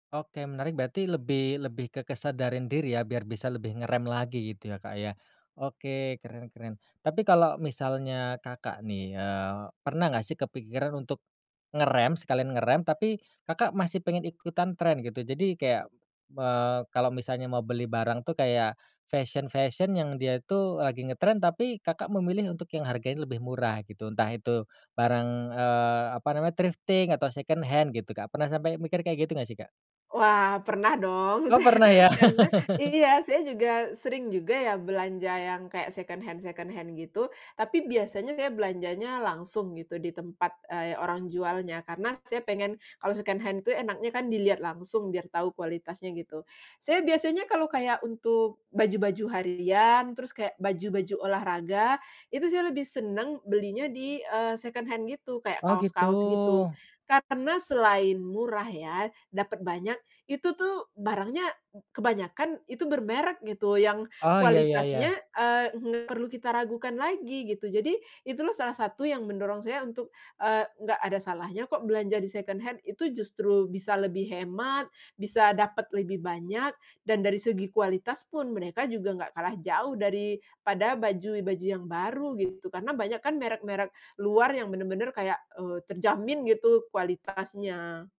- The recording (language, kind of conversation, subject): Indonesian, podcast, Bagaimana cara mengurangi belanja pakaian tanpa kehilangan gaya?
- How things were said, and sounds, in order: in English: "thrifting"; in English: "second hand"; laughing while speaking: "se"; laugh; in English: "second hand second hand"; in English: "second hand"; in English: "second hand"; in English: "second hand"